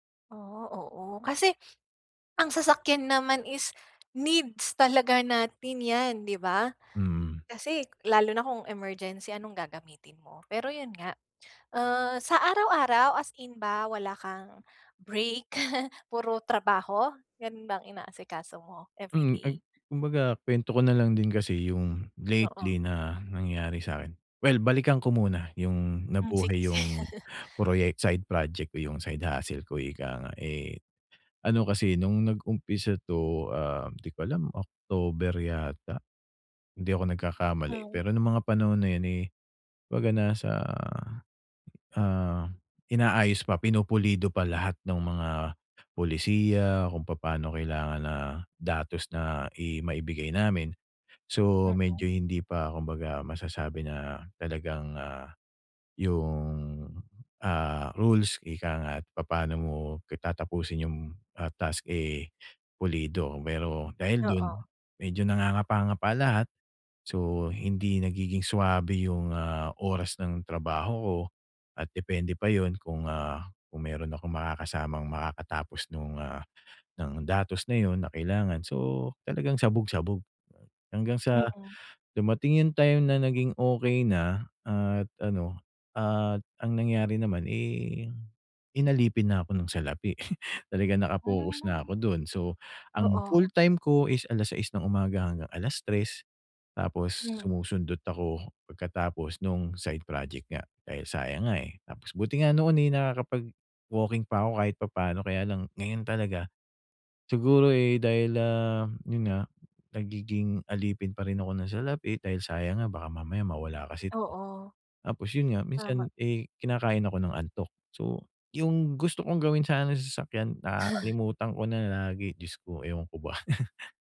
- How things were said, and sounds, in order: sniff; chuckle; laughing while speaking: "sige"; chuckle; chuckle; chuckle
- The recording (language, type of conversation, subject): Filipino, advice, Paano ako makakabuo ng regular na malikhaing rutina na maayos at organisado?